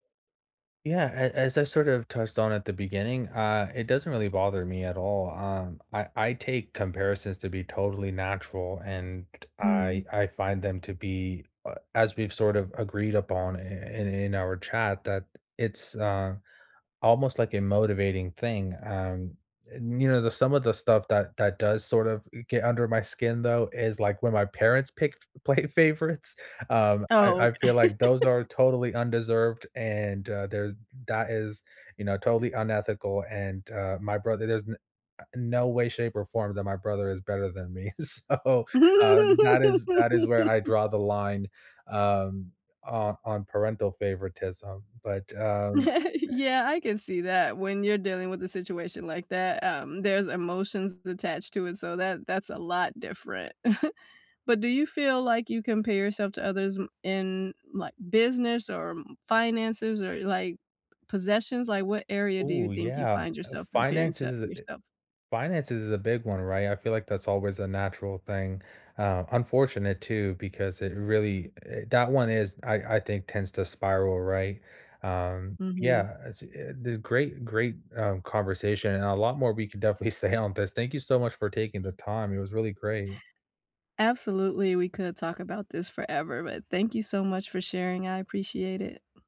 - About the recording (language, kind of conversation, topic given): English, unstructured, How do you compare your path to others in a way that feels helpful rather than discouraging?
- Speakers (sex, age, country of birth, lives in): female, 45-49, United States, United States; male, 30-34, United States, United States
- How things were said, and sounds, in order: other background noise; tapping; laughing while speaking: "play favorites"; laughing while speaking: "Okay"; laugh; laughing while speaking: "So"; chuckle; chuckle; laughing while speaking: "definitely say"